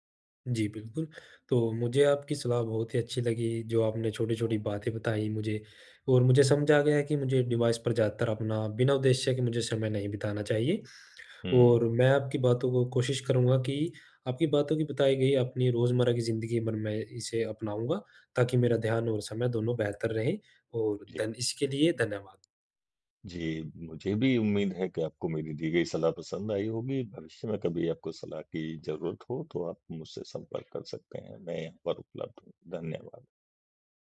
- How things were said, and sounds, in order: tapping; other background noise; in English: "डिवाइस"
- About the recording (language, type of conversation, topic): Hindi, advice, फोकस बढ़ाने के लिए मैं अपने फोन और नोटिफिकेशन पर सीमाएँ कैसे लगा सकता/सकती हूँ?
- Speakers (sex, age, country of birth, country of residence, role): male, 35-39, India, India, advisor; male, 45-49, India, India, user